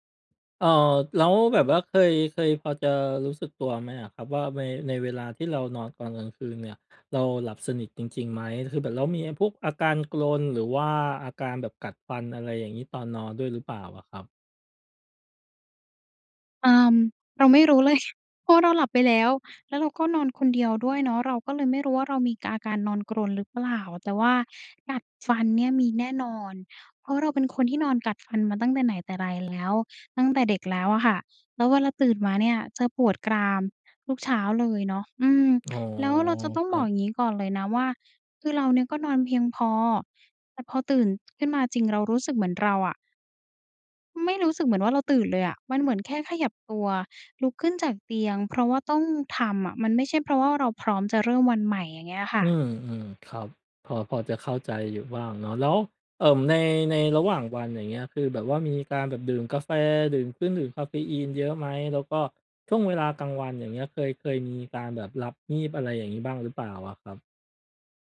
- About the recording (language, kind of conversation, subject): Thai, advice, ทำไมฉันถึงรู้สึกเหนื่อยทั้งวันทั้งที่คิดว่านอนพอแล้ว?
- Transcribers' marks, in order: sneeze; other background noise